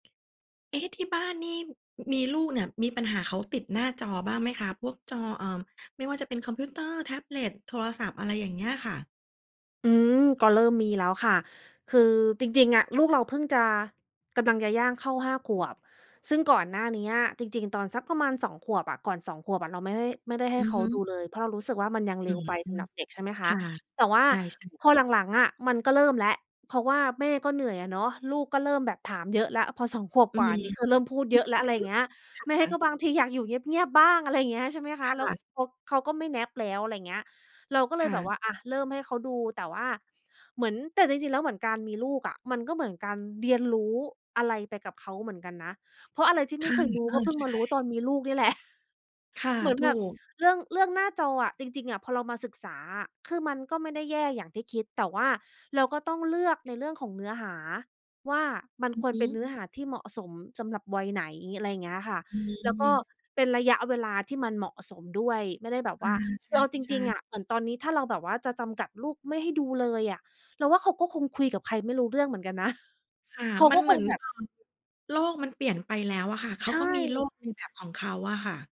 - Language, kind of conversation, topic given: Thai, podcast, คุณจัดการเวลาอยู่หน้าจอของลูกหลานอย่างไรให้สมดุล?
- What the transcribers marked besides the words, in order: tapping; laughing while speaking: "แม่"; laughing while speaking: "แหละ"; chuckle